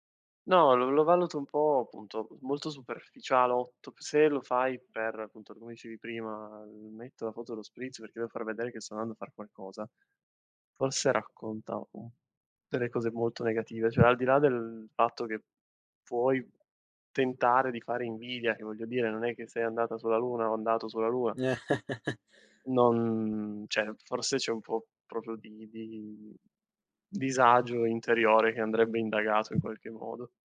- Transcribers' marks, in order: laugh; "cioè" said as "ceh"; other background noise
- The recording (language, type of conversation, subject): Italian, podcast, Quali regole segui per proteggere la tua privacy online?